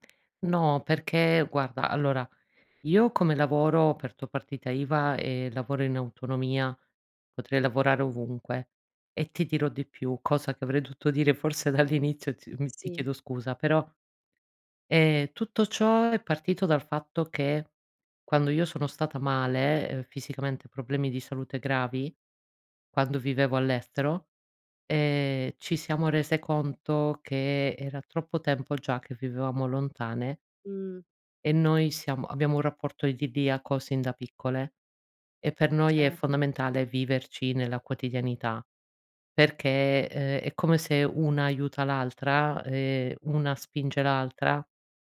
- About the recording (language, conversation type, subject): Italian, advice, Come posso cambiare vita se ho voglia di farlo ma ho paura di fallire?
- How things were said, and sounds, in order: "dovuto" said as "duto"